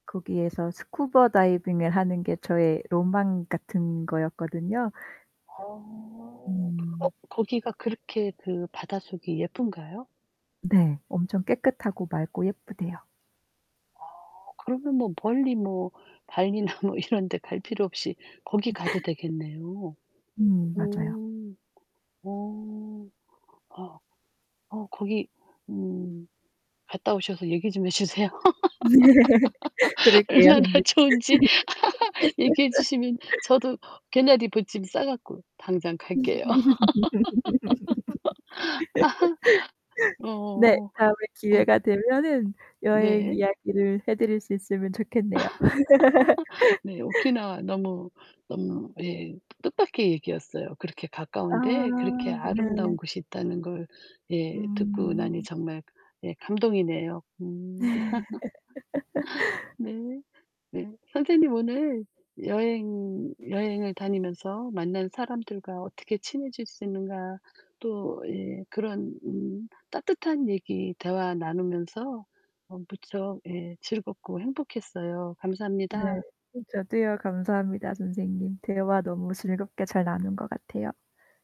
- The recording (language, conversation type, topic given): Korean, unstructured, 여행 중에 만난 사람들과 어떻게 친해질 수 있을까요?
- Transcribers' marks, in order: static; tapping; distorted speech; laughing while speaking: "발리나"; laugh; laugh; laughing while speaking: "얼마나 좋은지"; laugh; laugh; laugh; laugh; laugh